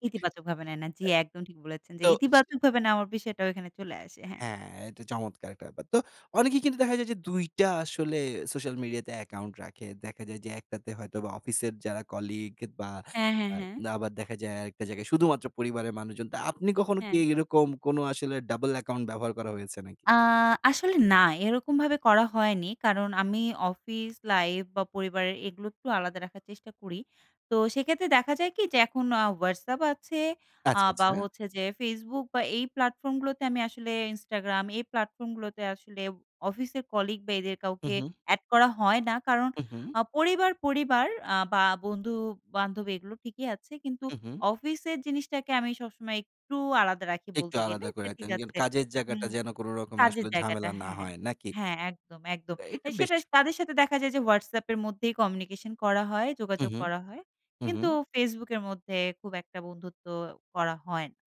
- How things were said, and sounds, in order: other background noise; in English: "double account"
- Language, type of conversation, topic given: Bengali, podcast, তুমি সোশ্যাল মিডিয়ায় নিজের গোপনীয়তা কীভাবে নিয়ন্ত্রণ করো?